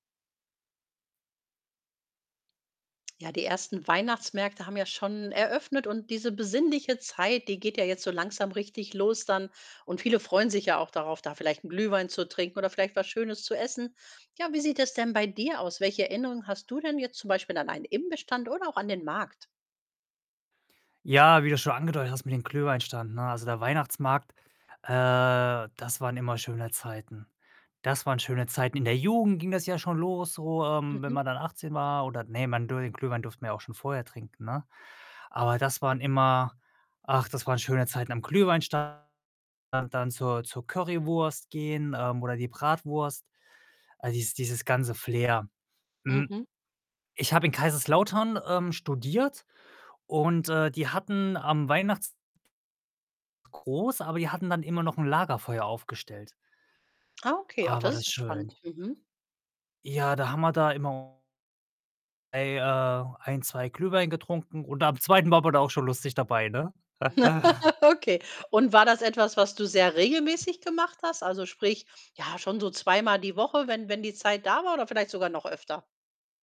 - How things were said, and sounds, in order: drawn out: "äh"; distorted speech; unintelligible speech; other background noise; joyful: "und am zweiten war man da auch schon lustig dabei, ne?"; laugh; chuckle; tapping
- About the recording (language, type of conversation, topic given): German, podcast, An welchen Imbissstand oder welchen Markt erinnerst du dich besonders gern – und warum?